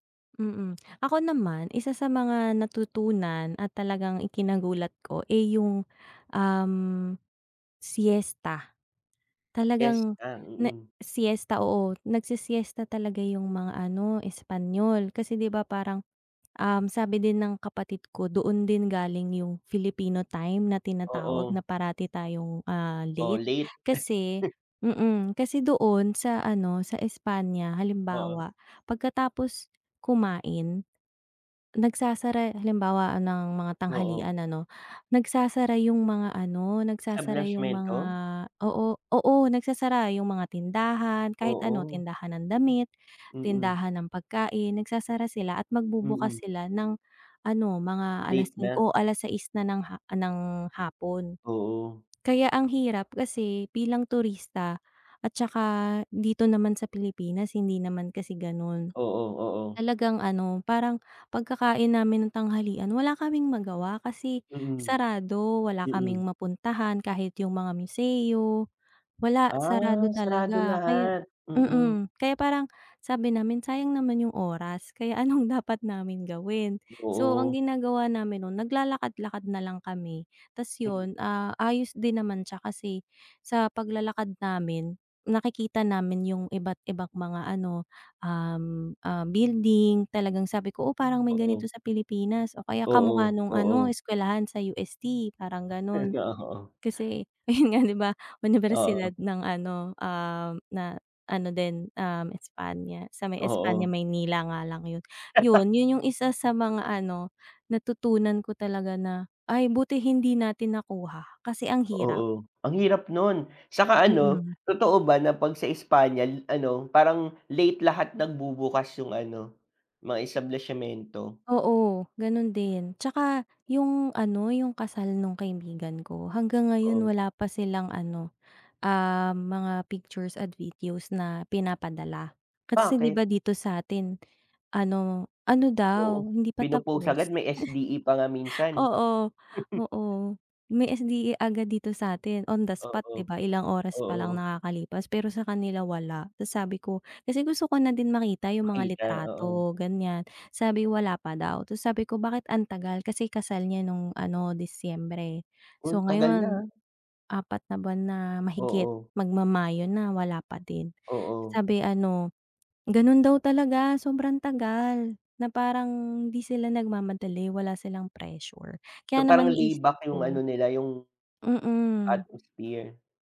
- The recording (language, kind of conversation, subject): Filipino, unstructured, Ano ang mga bagong kaalaman na natutuhan mo sa pagbisita mo sa [bansa]?
- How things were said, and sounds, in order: tapping; inhale; other background noise; inhale; chuckle; inhale; inhale; inhale; inhale; inhale; inhale; inhale; inhale; inhale; inhale; inhale; unintelligible speech; laughing while speaking: "Oo"; laughing while speaking: "yon nga di ba"; inhale; chuckle; inhale; chuckle; inhale; chuckle; inhale; inhale; inhale; inhale